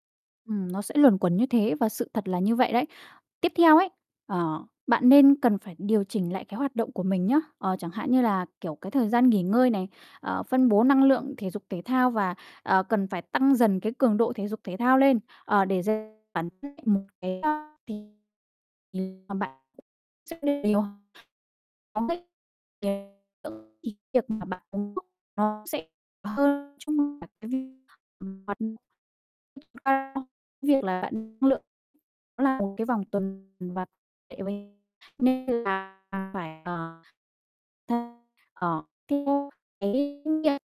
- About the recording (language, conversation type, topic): Vietnamese, advice, Vì sao tôi hồi phục chậm sau khi bị ốm và khó cảm thấy khỏe lại?
- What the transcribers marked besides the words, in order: other background noise; distorted speech; unintelligible speech; tapping; unintelligible speech; unintelligible speech; unintelligible speech; unintelligible speech; unintelligible speech; unintelligible speech